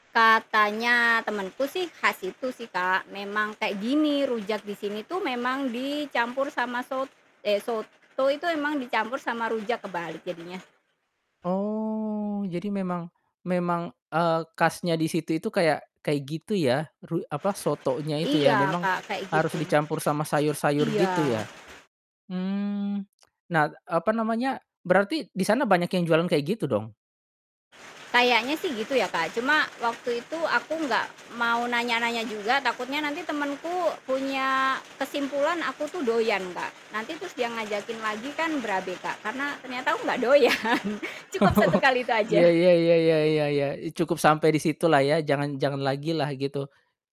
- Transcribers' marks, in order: static; other background noise; laughing while speaking: "doyan"; laughing while speaking: "Oh"
- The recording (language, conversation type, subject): Indonesian, podcast, Ceritakan pengalaman Anda saat mencoba makanan lokal yang membuat Anda kaget?